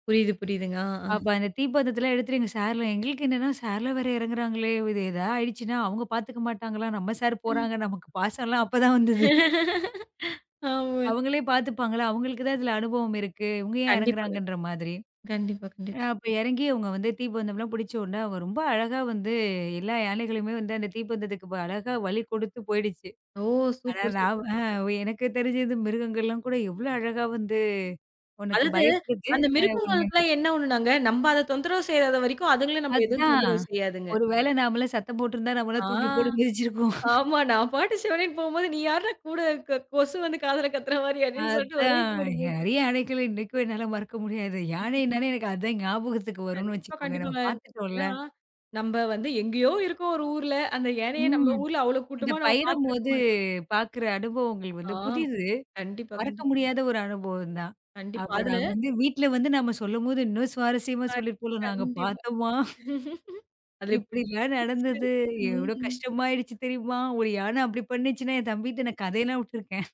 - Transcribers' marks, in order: other background noise; laughing while speaking: "அப்பதான் வந்தது"; laughing while speaking: "ஆமே"; other noise; laughing while speaking: "நம்மள தூக்கி போட்டு மிதிச்சு இருக்கும்"; drawn out: "ஆ"; laugh; laughing while speaking: "நாங்க பாத்தம்மா"; laugh; unintelligible speech; tapping
- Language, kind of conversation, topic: Tamil, podcast, ஒரு குழுவுடன் சென்ற பயணத்தில் உங்களுக்கு மிகவும் சுவாரஸ்யமாக இருந்த அனுபவம் என்ன?